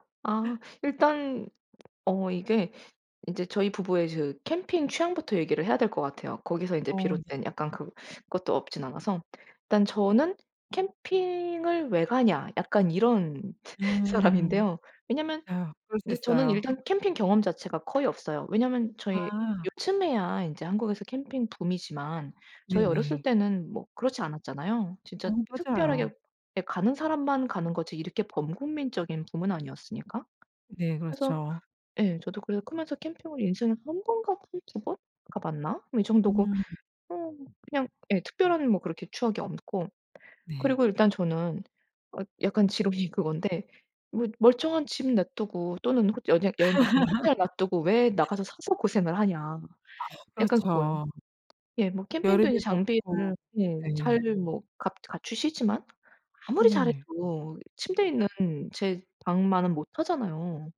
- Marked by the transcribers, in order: other background noise; laugh; laugh; tapping
- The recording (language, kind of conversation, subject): Korean, podcast, 실패를 통해 배운 가장 큰 교훈은 무엇인가요?